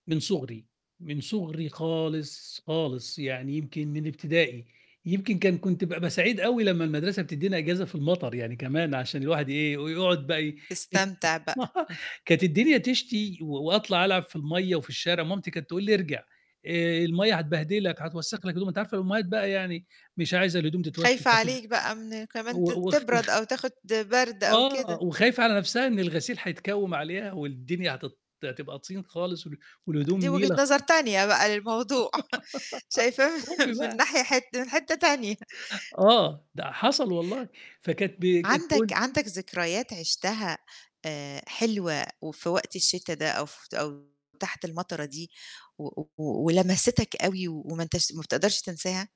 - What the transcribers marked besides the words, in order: chuckle; unintelligible speech; giggle; chuckle; distorted speech; tapping
- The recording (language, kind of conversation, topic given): Arabic, podcast, إزاي توصفلي صوت المطر اللي بتحبه؟